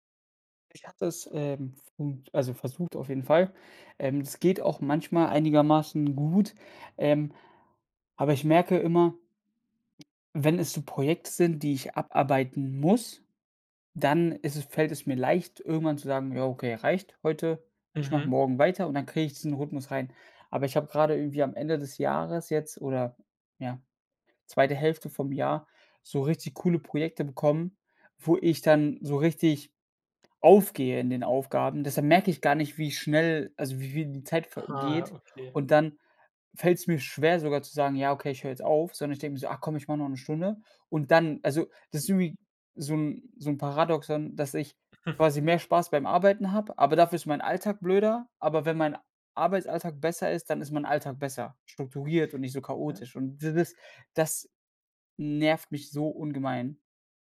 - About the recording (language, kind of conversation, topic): German, advice, Wie kann ich eine feste Morgen- oder Abendroutine entwickeln, damit meine Tage nicht mehr so chaotisch beginnen?
- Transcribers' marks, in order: chuckle